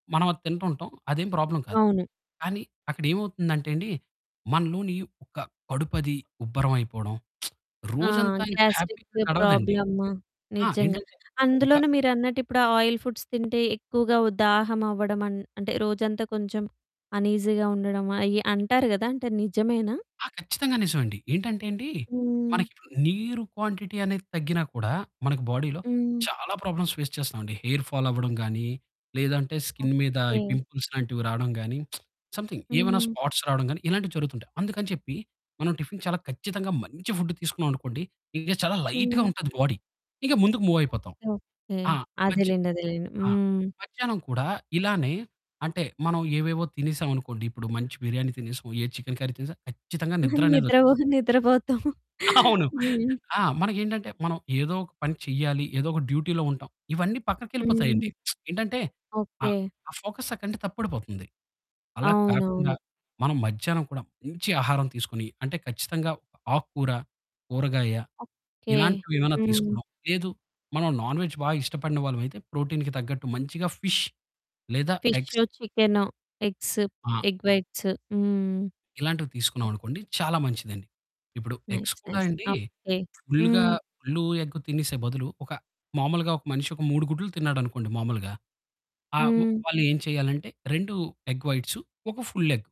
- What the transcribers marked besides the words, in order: in English: "ప్రాబ్లమ్"; lip smack; in English: "హ్యాపీ‌గా"; distorted speech; in English: "ఆయిల్ ఫుడ్స్"; in English: "అనీజీగా"; in English: "క్వాంటిటీ"; in English: "బాడీ‌లో"; in English: "ప్రాబ్లమ్స్ ఫేస్"; in English: "హెయిర్ ఫాల్"; in English: "స్కిన్"; in English: "పింపుల్స్"; lip smack; in English: "సమ్‌థింగ్"; in English: "స్పాట్స్"; in English: "టిఫిన్"; in English: "ఫుడ్"; in English: "లైట్‌గా"; in English: "బాడీ"; in English: "మూవ్"; in English: "కర్రీ"; laughing while speaking: "నిద్రపో నిద్రపోతాం"; chuckle; in English: "డ్యూటీలో"; lip smack; in English: "ఫోకస్"; other background noise; in English: "నాన్ వేజ్"; in English: "ప్రోటీన్‌కి"; in English: "ఫిష్"; in English: "ఎగ్స్"; in English: "ఎగ్స్, ఎగ్ వైట్స్"; in English: "నైస్ నైస్"; in English: "ఎగ్స్"; in English: "ఫుల్‌గా"; in English: "ఎగ్"; in English: "ఫుల్ ఎగ్"
- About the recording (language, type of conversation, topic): Telugu, podcast, ఫోకస్ పెంచుకోవడానికి మీకు అత్యంత ఉపయోగపడే రోజువారీ రొటీన్ ఏది?